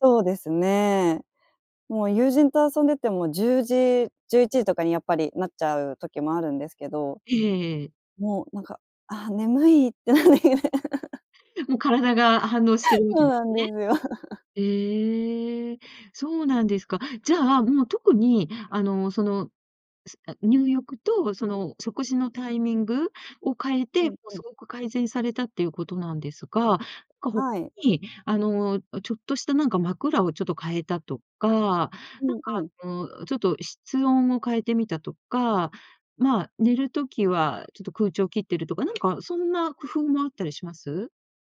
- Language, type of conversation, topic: Japanese, podcast, 睡眠の質を上げるために普段どんな工夫をしていますか？
- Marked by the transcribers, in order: laughing while speaking: "って、なんねげね"; laugh; laughing while speaking: "ですよ"; laugh; tapping